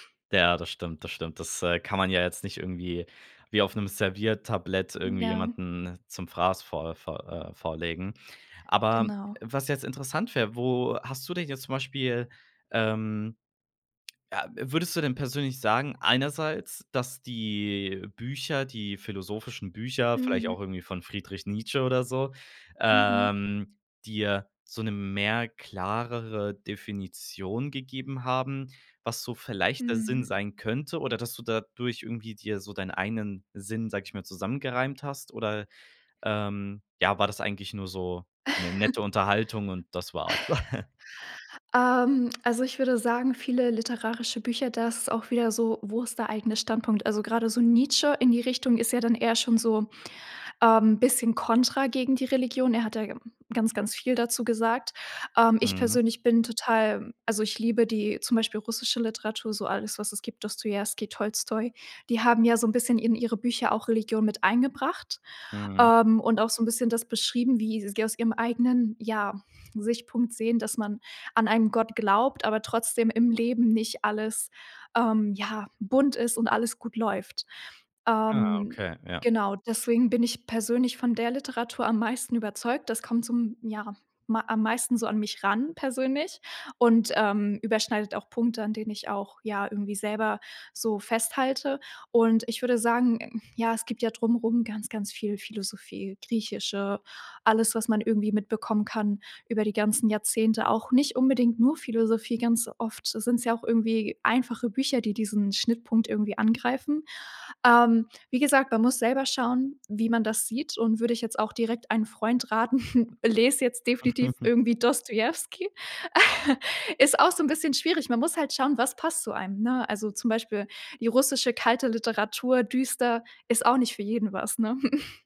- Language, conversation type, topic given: German, podcast, Was würdest du einem Freund raten, der nach Sinn im Leben sucht?
- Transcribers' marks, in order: chuckle; laugh; chuckle; laugh; chuckle